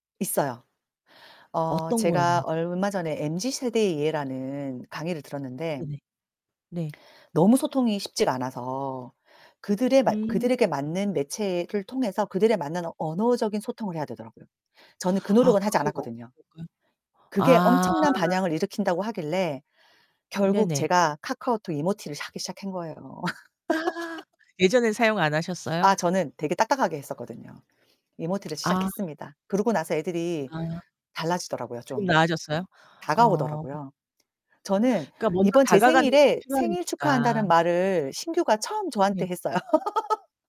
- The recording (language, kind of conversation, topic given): Korean, unstructured, 좋은 리더의 조건은 무엇일까요?
- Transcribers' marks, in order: distorted speech; laugh; other background noise; laugh